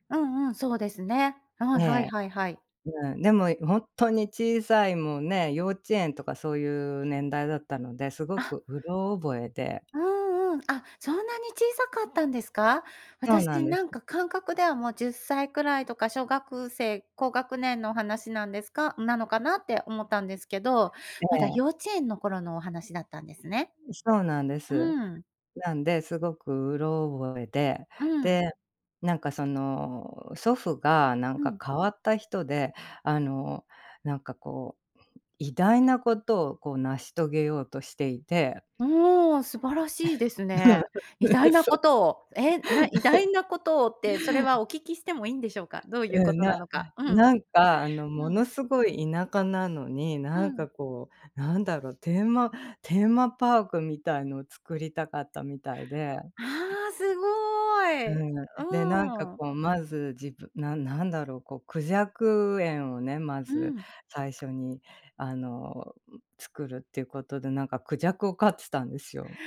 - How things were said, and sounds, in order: other background noise; chuckle; laughing while speaking: "うん。うん、そう"; chuckle; unintelligible speech
- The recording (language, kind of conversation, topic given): Japanese, podcast, 祖父母との思い出をひとつ聞かせてくれますか？